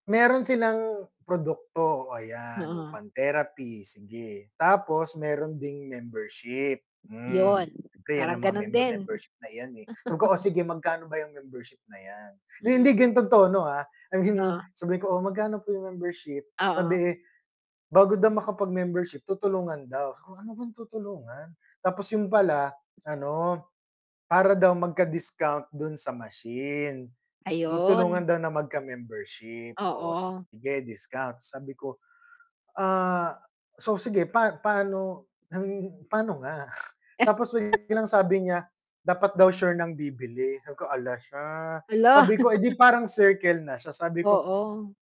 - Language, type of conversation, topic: Filipino, unstructured, Ano ang palagay mo sa paggamit ng panghihikayat upang mabago ang isip ng iba?
- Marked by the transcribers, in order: static; distorted speech; mechanical hum; laugh; chuckle; chuckle